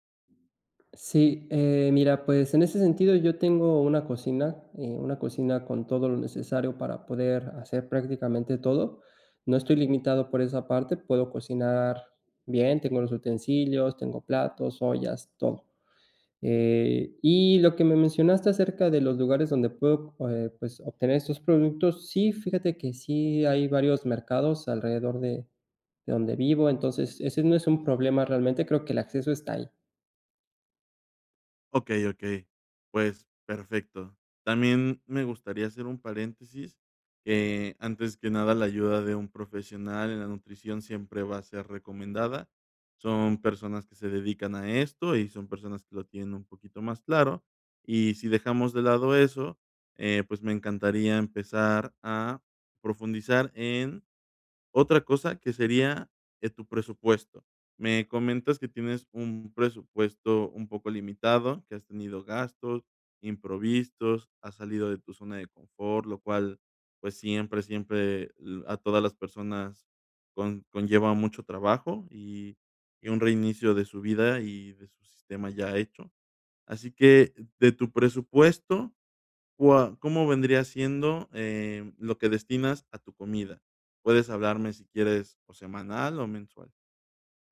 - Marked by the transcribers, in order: other background noise; "imprevistos" said as "improvistos"
- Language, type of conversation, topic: Spanish, advice, ¿Cómo puedo comer más saludable con un presupuesto limitado?